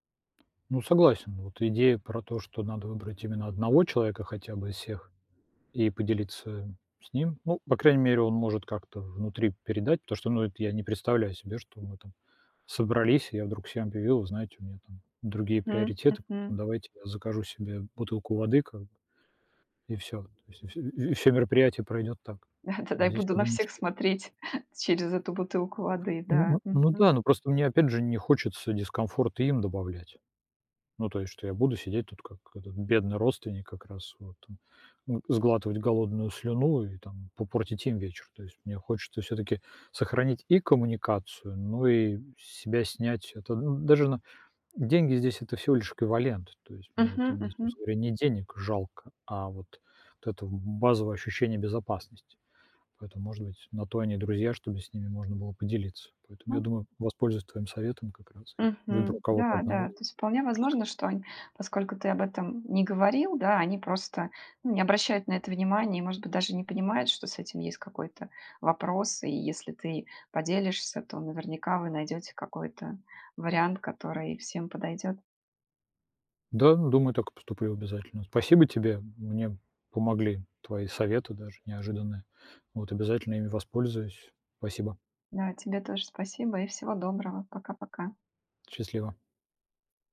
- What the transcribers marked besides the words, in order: tapping; laughing while speaking: "Тогда я буду на всех смотреть"; other noise; "Спасибо" said as "пасибо"
- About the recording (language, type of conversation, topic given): Russian, advice, Как справляться с неловкостью из-за разницы в доходах среди знакомых?